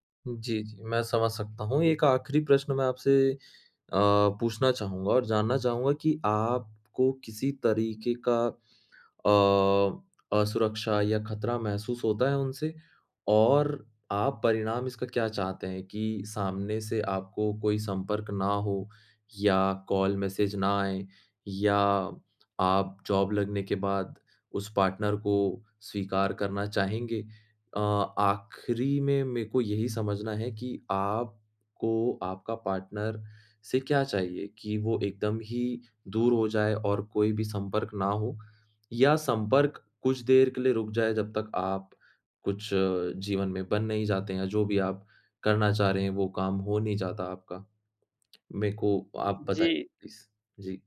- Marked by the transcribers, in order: in English: "कॉल"; in English: "जॉब"; in English: "पार्टनर"; in English: "पार्टनर"; in English: "प्लीज़"
- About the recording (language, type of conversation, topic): Hindi, advice, मेरा एक्स बार-बार संपर्क कर रहा है; मैं सीमाएँ कैसे तय करूँ?